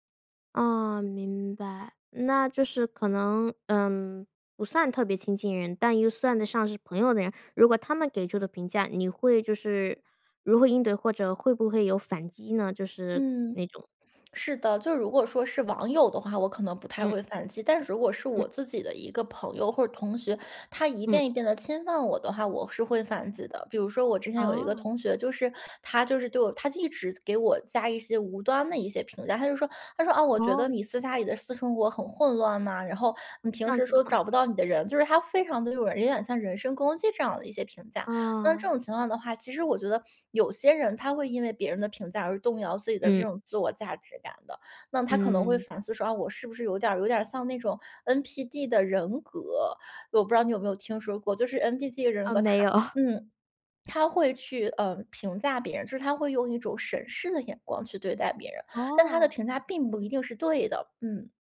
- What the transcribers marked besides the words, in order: chuckle
- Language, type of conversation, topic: Chinese, podcast, 你会如何应对别人对你变化的评价？